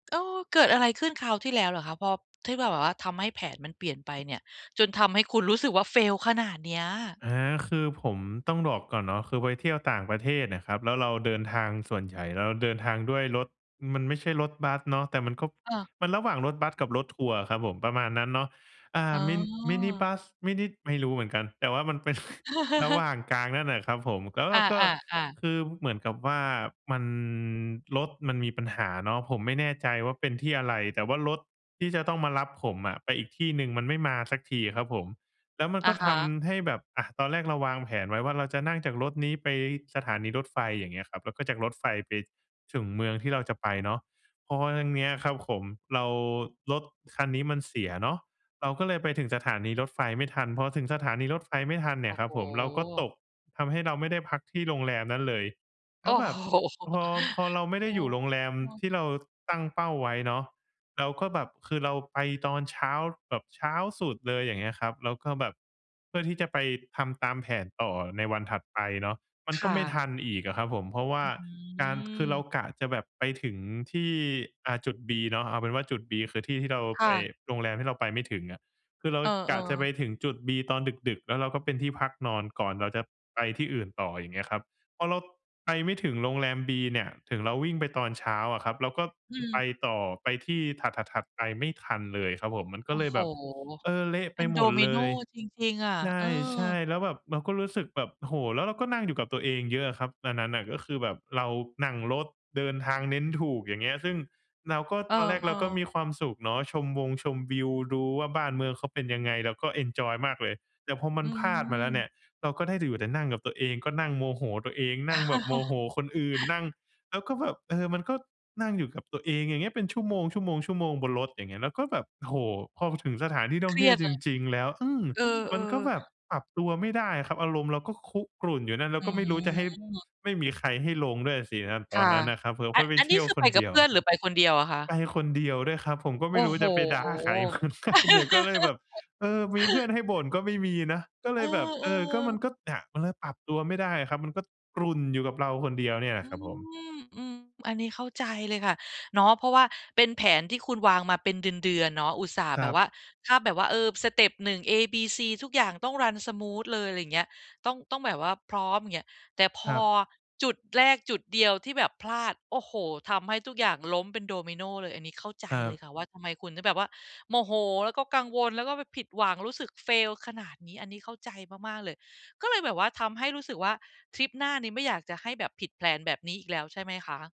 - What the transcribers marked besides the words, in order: in English: "fail"; chuckle; laughing while speaking: "เป็น"; "ครั้ง" said as "ฮั้ง"; laughing while speaking: "โฮ"; chuckle; chuckle; other noise; "ผม" said as "เผิม"; laughing while speaking: "เหมือนกัน"; laugh; in English: "run smooth"; in English: "fail"; in English: "แพลน"
- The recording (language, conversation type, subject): Thai, advice, ฉันควรปรับตัวยังไงเมื่อการเดินทางผิดแผน และควรทำอะไรต่อไป?